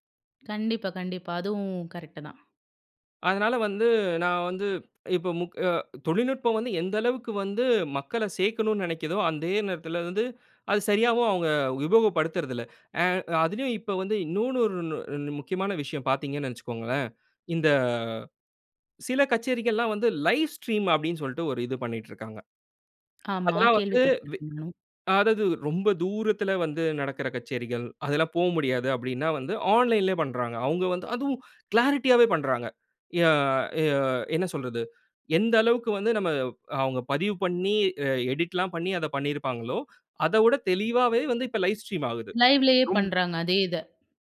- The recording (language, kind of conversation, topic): Tamil, podcast, தொழில்நுட்பம் உங்கள் இசை ஆர்வத்தை எவ்வாறு மாற்றியுள்ளது?
- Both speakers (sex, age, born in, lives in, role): female, 25-29, India, India, host; male, 30-34, India, India, guest
- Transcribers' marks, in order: inhale; drawn out: "இந்த"; in English: "லைவ் ஸ்ட்ரீம்"; inhale; in English: "கிளாரிட்டியாவே"; inhale; in English: "லைவ் ஸ்ட்ரீம்"; in English: "லைவ்‌லேயே"